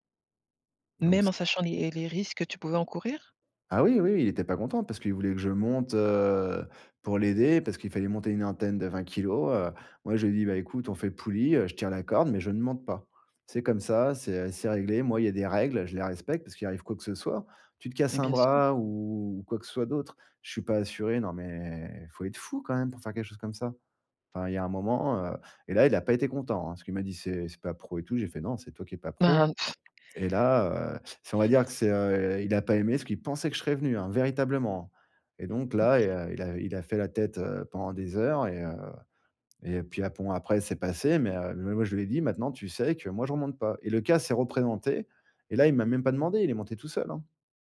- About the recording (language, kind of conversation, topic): French, podcast, Comment dire non à un ami sans le blesser ?
- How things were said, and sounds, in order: drawn out: "heu"; stressed: "règles"; drawn out: "ou"; drawn out: "Mais"; scoff